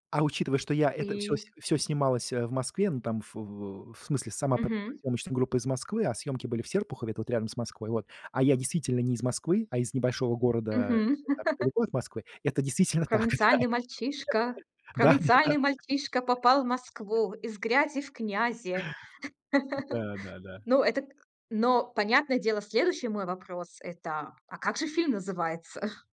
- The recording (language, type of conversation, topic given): Russian, podcast, О каком фильме, который сильно на тебя повлиял, ты можешь рассказать и почему он произвёл на тебя такое впечатление?
- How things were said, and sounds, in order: laugh; put-on voice: "Провинциальный мальчишка провинциальный мальчишка попал в Москву, из грязи в князи"; laughing while speaking: "так, да"; laugh; other background noise; chuckle; chuckle